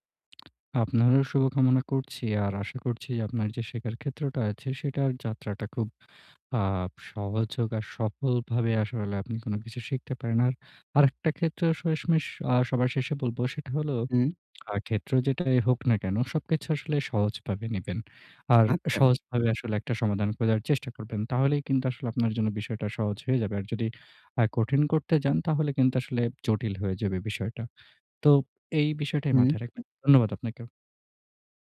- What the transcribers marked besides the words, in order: other noise; horn
- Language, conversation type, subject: Bengali, advice, অজানাকে গ্রহণ করে শেখার মানসিকতা কীভাবে গড়ে তুলবেন?
- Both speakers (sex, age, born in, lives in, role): male, 20-24, Bangladesh, Bangladesh, advisor; male, 25-29, Bangladesh, Bangladesh, user